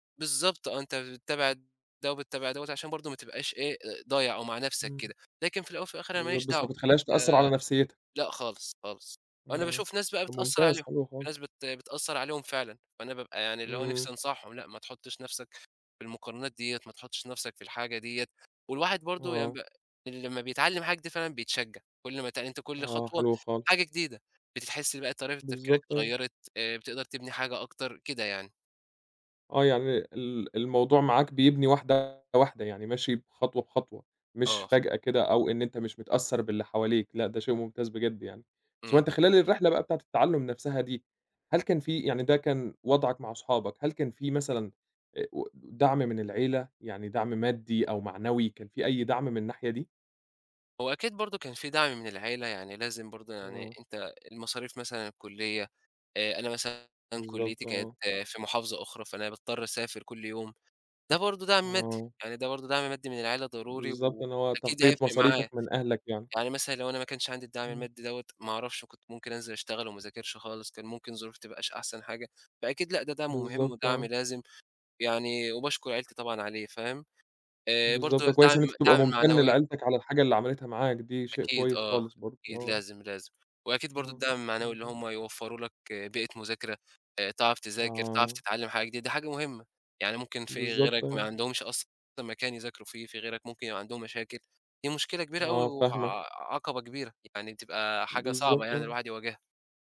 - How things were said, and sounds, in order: none
- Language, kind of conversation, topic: Arabic, podcast, إيه أكتر حاجة بتفرّحك لما تتعلّم حاجة جديدة؟